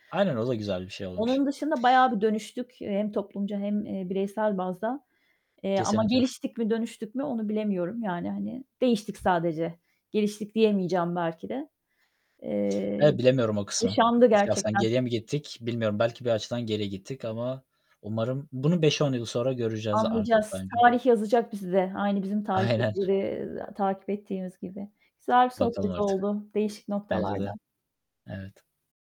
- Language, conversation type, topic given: Turkish, unstructured, Pandemiler tarih boyunca toplumu nasıl değiştirdi?
- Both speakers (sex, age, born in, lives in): female, 45-49, Turkey, Spain; male, 25-29, Turkey, Germany
- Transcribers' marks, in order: static; tapping; distorted speech; other background noise; laughing while speaking: "Aynen"